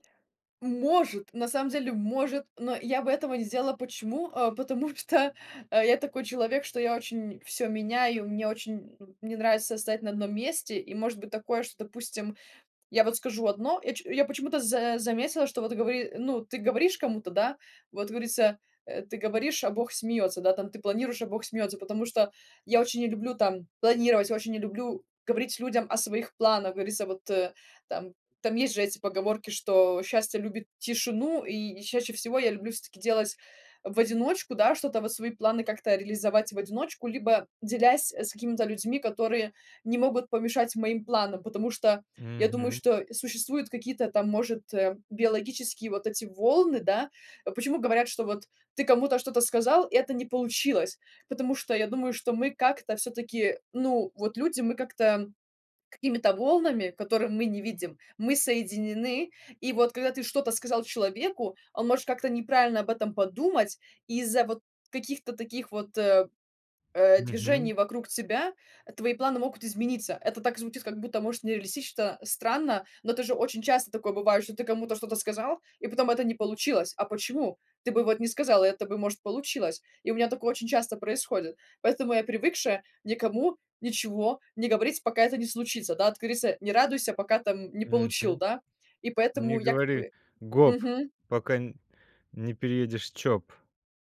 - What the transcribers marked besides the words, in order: laughing while speaking: "что"
- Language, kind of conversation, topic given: Russian, podcast, Как ты находишь мотивацию не бросать новое дело?